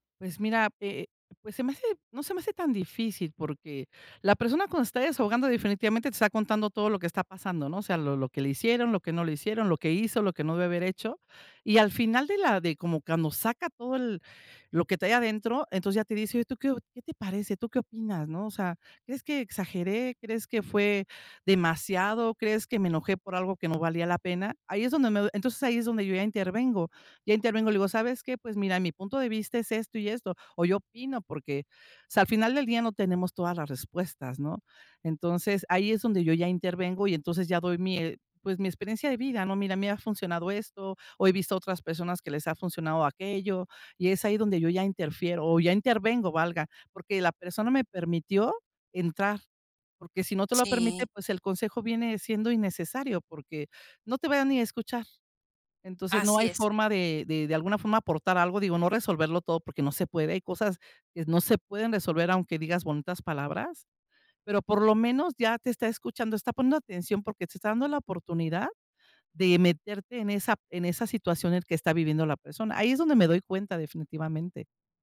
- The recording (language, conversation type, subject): Spanish, podcast, ¿Cómo ofreces apoyo emocional sin intentar arreglarlo todo?
- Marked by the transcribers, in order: none